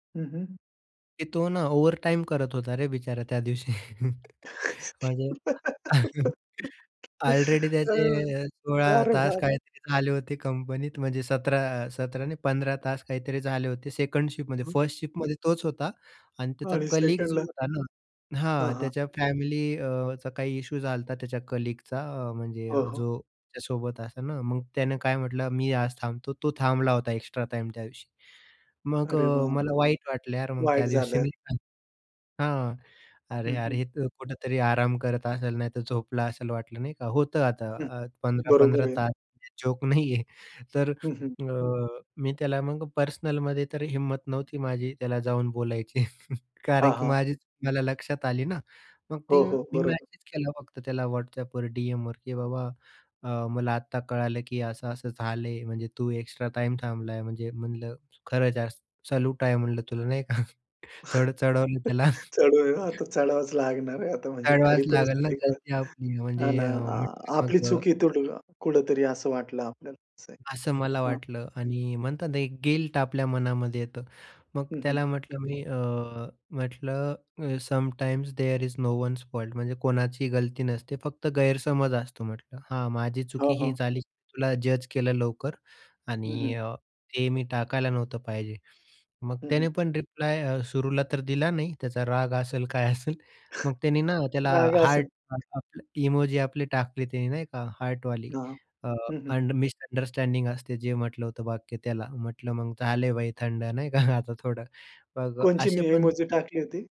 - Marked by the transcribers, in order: laughing while speaking: "दिवशी"; giggle; laughing while speaking: "बरोबर, अरे बाप!"; chuckle; other background noise; in English: "कलीग"; laughing while speaking: "आणि सेकंडला"; in English: "कलीगचा"; laughing while speaking: "नाही आहे"; laughing while speaking: "बोलायची"; tapping; in English: "सॅल्यूट"; laughing while speaking: "नाही का"; laugh; laughing while speaking: "चढू द्या, आता चढावाच लागणार आहे आता म्हणजे"; laughing while speaking: "त्याला"; in English: "गिल्ट"; in English: "समटाईम्स देअर इज नो वन्स फॉल्ट"; laughing while speaking: "काय असेल"; chuckle; unintelligible speech; in English: "मिसअंडरस्टँडिंग"; laughing while speaking: "नाही का"; "कोणती" said as "कोणची"
- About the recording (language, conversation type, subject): Marathi, podcast, मतभेद सोडवण्यासाठी तुम्ही काय करता?